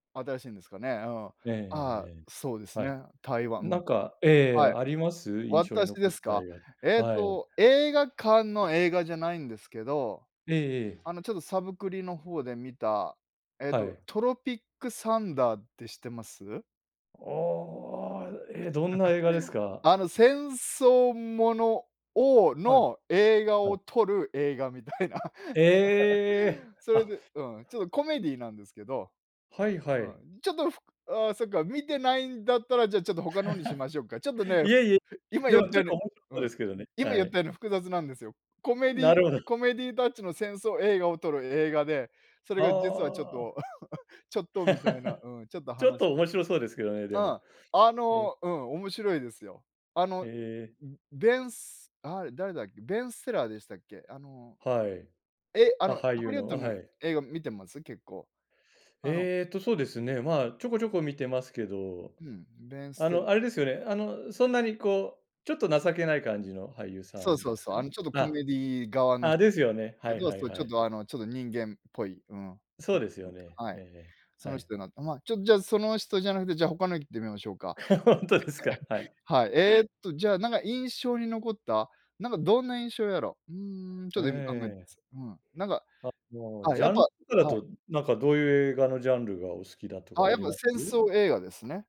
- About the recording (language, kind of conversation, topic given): Japanese, unstructured, 最近見た映画の中で特に印象に残った作品は何ですか？
- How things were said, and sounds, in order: laugh; laughing while speaking: "みたいな"; laugh; laugh; cough; laugh; "ベン・スティラー" said as "べんすてら"; laughing while speaking: "本当ですか、はい"; chuckle